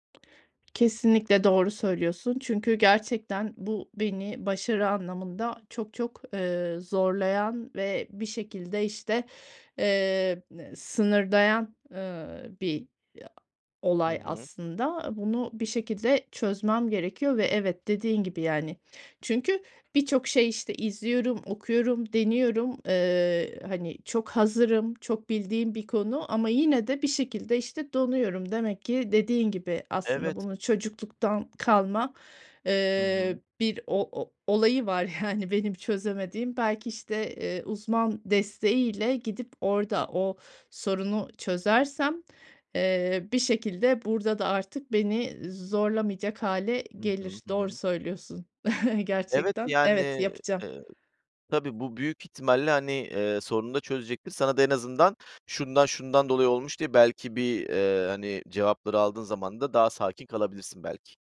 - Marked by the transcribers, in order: tapping; other background noise; laughing while speaking: "yani, benim"; chuckle
- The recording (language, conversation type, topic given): Turkish, advice, Topluluk önünde konuşma kaygınızı nasıl yönetiyorsunuz?